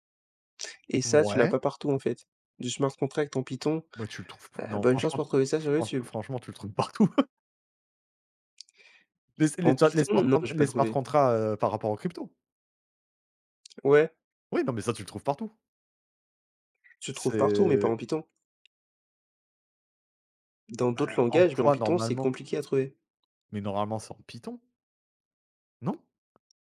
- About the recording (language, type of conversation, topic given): French, unstructured, Comment la technologie change-t-elle notre façon d’apprendre aujourd’hui ?
- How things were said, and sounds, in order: chuckle